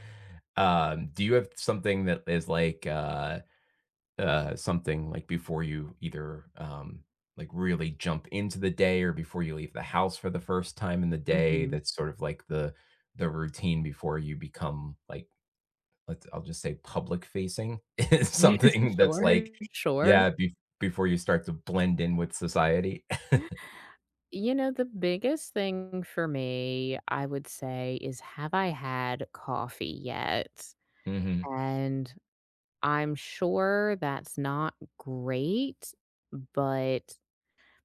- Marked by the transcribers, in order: chuckle; laughing while speaking: "Sure"; laughing while speaking: "It's something"; laugh
- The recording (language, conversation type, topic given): English, unstructured, What is your favorite way to start the day?
- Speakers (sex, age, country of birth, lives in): female, 40-44, United States, United States; male, 45-49, United States, United States